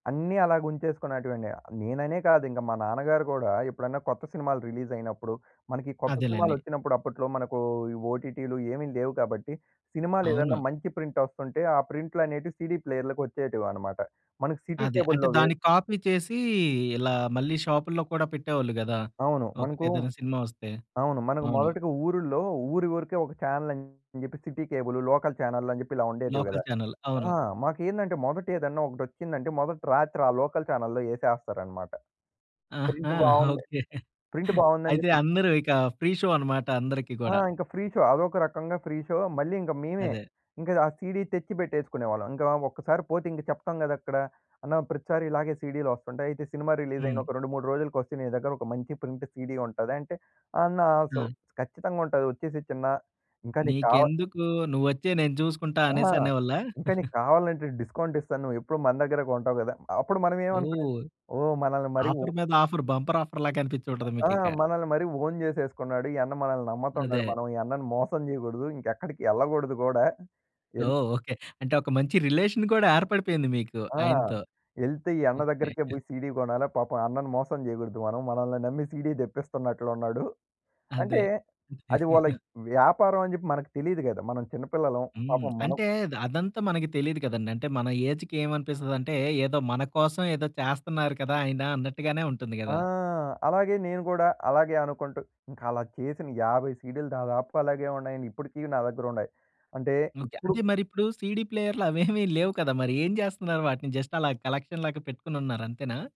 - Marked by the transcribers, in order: other background noise; in English: "సీడీ"; in English: "సిటీ కేబుల్‌లో"; in English: "కాపీ"; in English: "సిటీ"; in English: "లోకల్"; in English: "లోకల్ ఛానెల్"; in English: "లోకల్ ఛానెల్‌లో"; in English: "ప్రింట్"; laughing while speaking: "ఆహా! ఓకే"; in English: "ప్రింట్"; in English: "ఫ్రీ షో"; in English: "ఫ్రీ షో"; in English: "ఫ్రీ షో"; in English: "సీడీ"; in English: "ప్రింట్ సీడీ"; in English: "సో"; chuckle; in English: "ఆఫర్"; in English: "ఆఫర్ బంపర్ ఆఫర్‌లాగా"; in English: "ఓన్"; in English: "రిలేషన్"; in English: "సీడీ"; chuckle; in English: "సీడీ"; chuckle; in English: "ఏజ్‌కి"; in English: "సీడీ"; in English: "కలక్షన్‌లాగా"
- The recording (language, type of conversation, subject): Telugu, podcast, వీడియో రెంటల్ షాపుల జ్ఞాపకాలు షేర్ చేయగలరా?